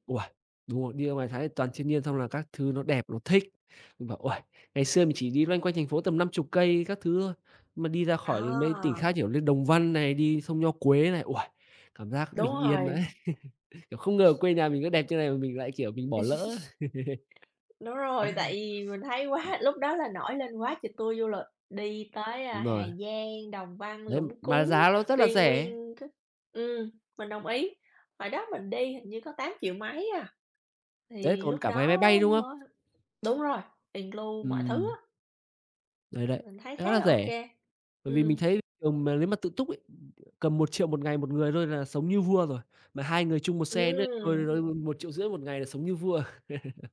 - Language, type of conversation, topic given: Vietnamese, unstructured, Thiên nhiên đã giúp bạn thư giãn trong cuộc sống như thế nào?
- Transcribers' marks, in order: chuckle; other noise; chuckle; other background noise; laugh; tapping; laughing while speaking: "quá"; in English: "ìn cờ lu"; "include" said as "ìn cờ lu"; laugh